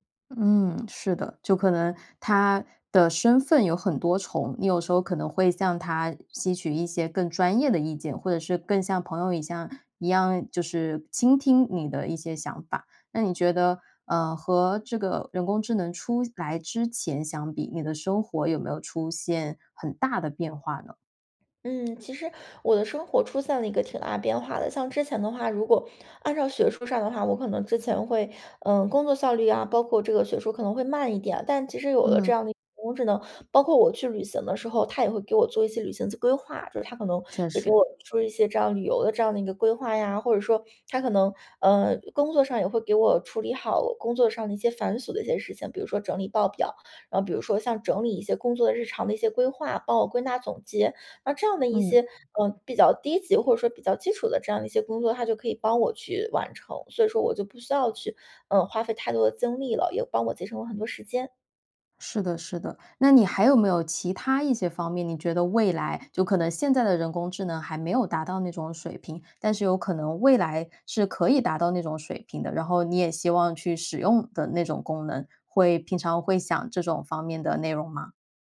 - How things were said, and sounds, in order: "一样" said as "一像"
- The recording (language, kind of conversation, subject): Chinese, podcast, 你如何看待人工智能在日常生活中的应用？